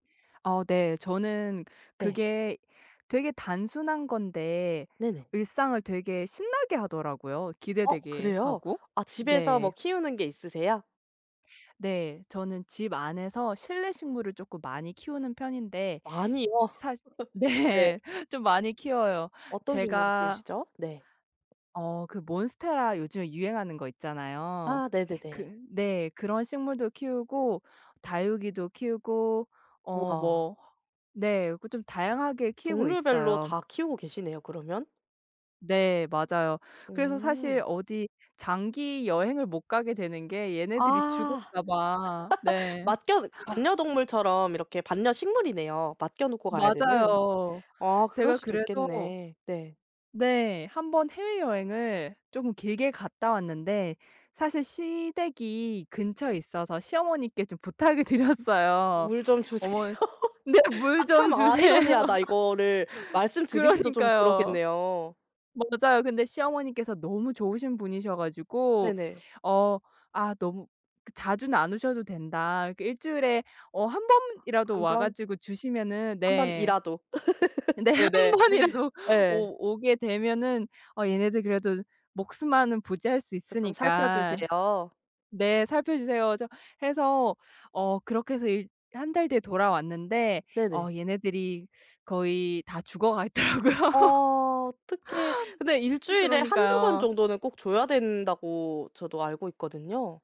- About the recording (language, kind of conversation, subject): Korean, podcast, 작은 정원이나 화분 하나로 삶을 단순하게 만들 수 있을까요?
- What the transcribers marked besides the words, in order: laugh; laughing while speaking: "네"; other background noise; laugh; laughing while speaking: "드렸어요"; laughing while speaking: "주세요"; laughing while speaking: "주세요. 그러니까요"; laugh; laugh; laughing while speaking: "네. 한 번이라도"; laughing while speaking: "있더라고요"